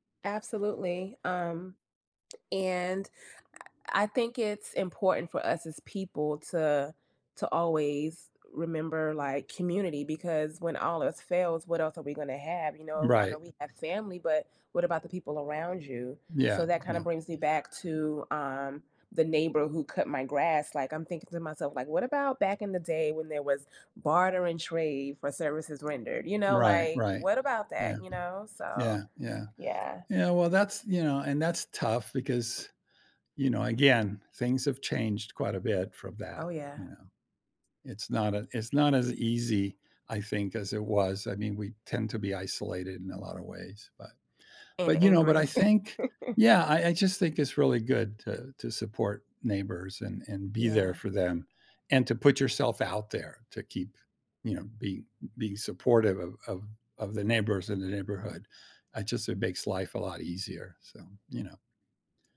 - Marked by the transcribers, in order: tapping; other background noise; laugh
- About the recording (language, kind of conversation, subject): English, unstructured, What are some meaningful ways communities can come together to help each other in difficult times?
- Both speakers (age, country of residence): 45-49, United States; 75-79, United States